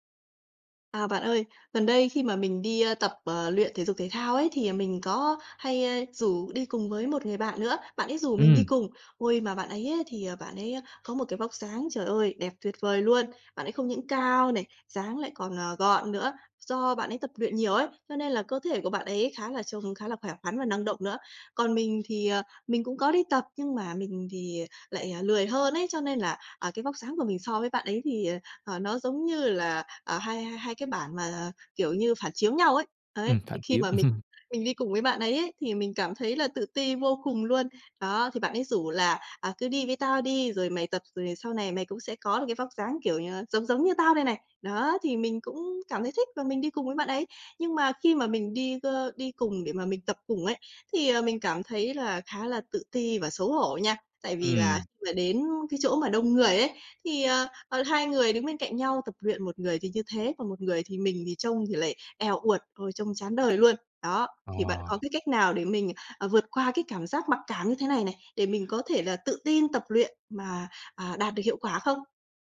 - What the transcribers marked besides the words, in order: other background noise; chuckle; tapping
- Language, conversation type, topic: Vietnamese, advice, Làm thế nào để bớt tự ti về vóc dáng khi tập luyện cùng người khác?